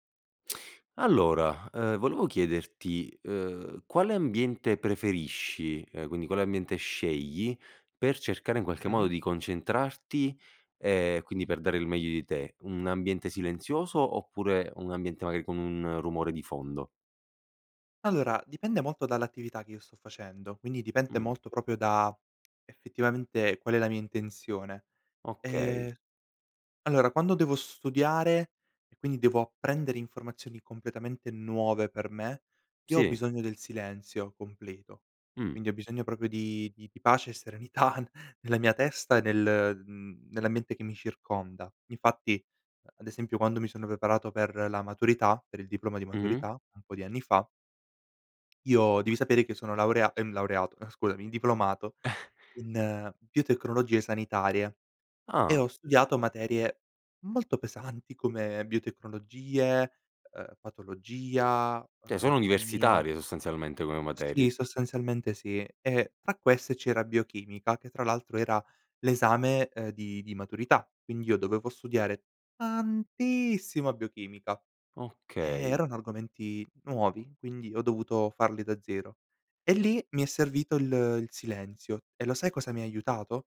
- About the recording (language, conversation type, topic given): Italian, podcast, Che ambiente scegli per concentrarti: silenzio o rumore di fondo?
- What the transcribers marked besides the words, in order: "proprio" said as "propio"; tapping; "proprio" said as "propo"; laughing while speaking: "serenità"; chuckle; drawn out: "tantissima"